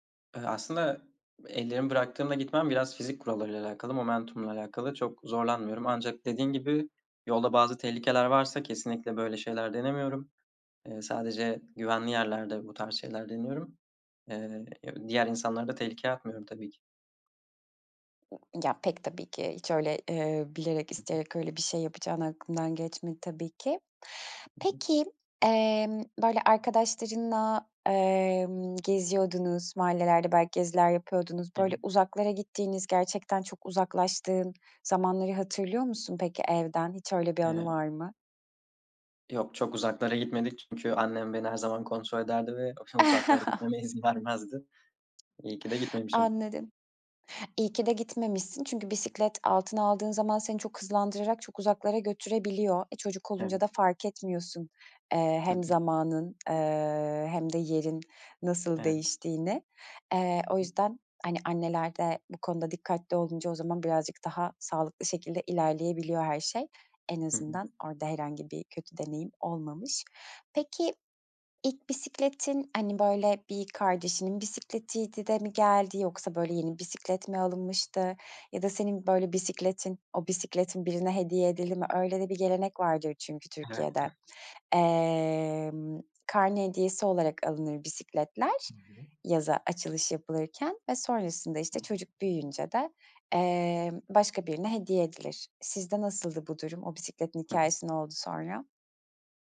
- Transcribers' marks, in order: other noise; unintelligible speech; chuckle; other background noise; tapping; unintelligible speech; unintelligible speech
- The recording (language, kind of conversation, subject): Turkish, podcast, Bisiklet sürmeyi nasıl öğrendin, hatırlıyor musun?